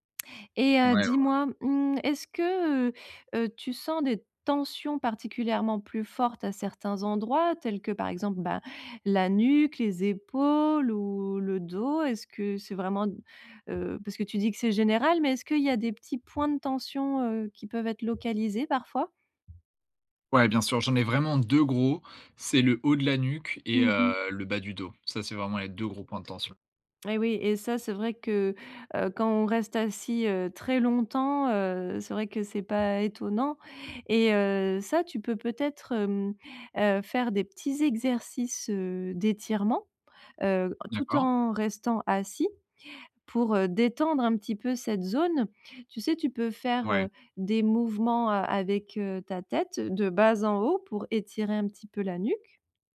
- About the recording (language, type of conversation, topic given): French, advice, Comment puis-je relâcher la tension musculaire générale quand je me sens tendu et fatigué ?
- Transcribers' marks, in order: other background noise; tapping